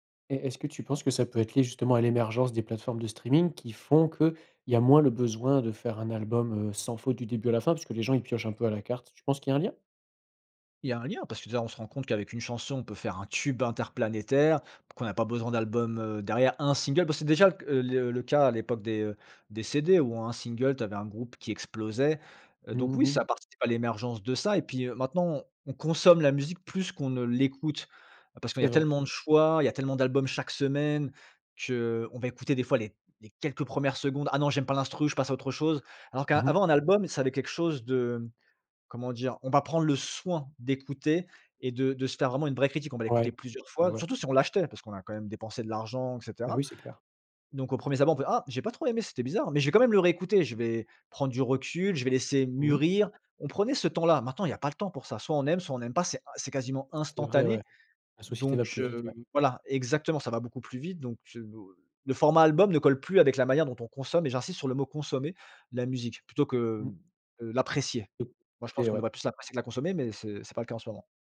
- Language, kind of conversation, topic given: French, podcast, Pourquoi préfères-tu écouter un album plutôt qu’une playlist, ou l’inverse ?
- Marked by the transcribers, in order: stressed: "un"; other background noise; stressed: "soin"; stressed: "l'apprécier"